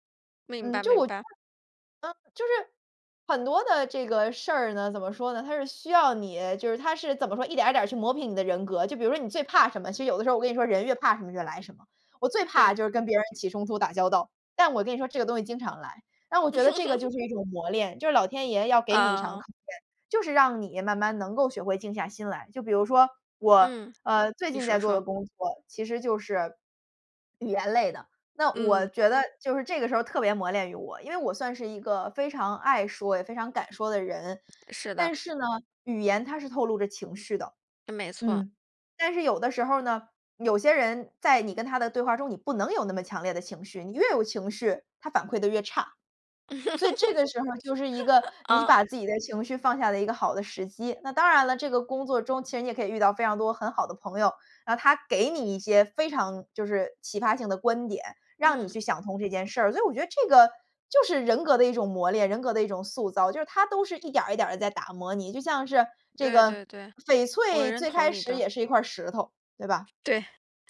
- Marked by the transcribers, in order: unintelligible speech; laugh; laugh; other background noise
- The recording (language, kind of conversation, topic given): Chinese, podcast, 工作对你来说代表了什么？